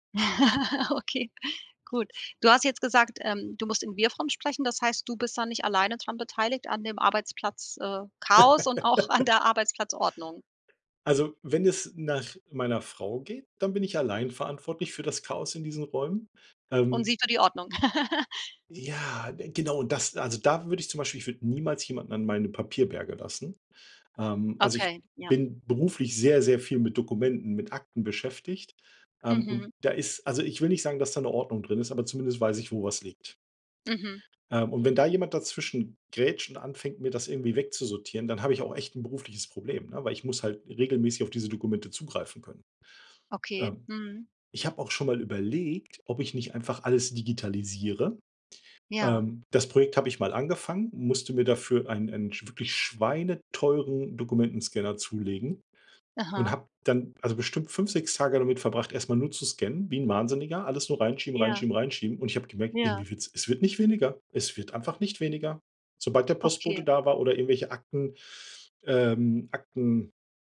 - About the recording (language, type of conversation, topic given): German, advice, Wie beeinträchtigen Arbeitsplatzchaos und Ablenkungen zu Hause deine Konzentration?
- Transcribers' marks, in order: chuckle; laugh; chuckle